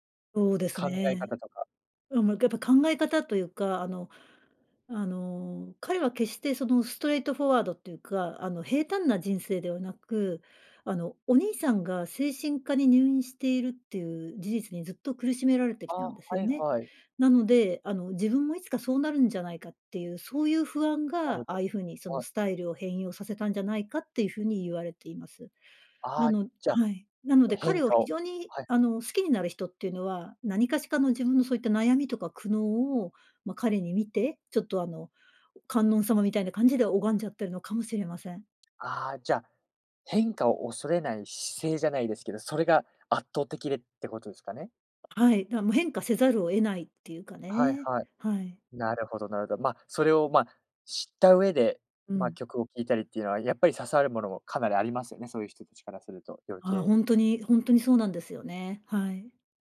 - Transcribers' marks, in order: in English: "ストレートフォワード"; tapping; other background noise
- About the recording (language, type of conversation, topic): Japanese, podcast, 自分の人生を表すプレイリストはどんな感じですか？
- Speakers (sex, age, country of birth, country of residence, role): female, 55-59, Japan, Japan, guest; male, 20-24, United States, Japan, host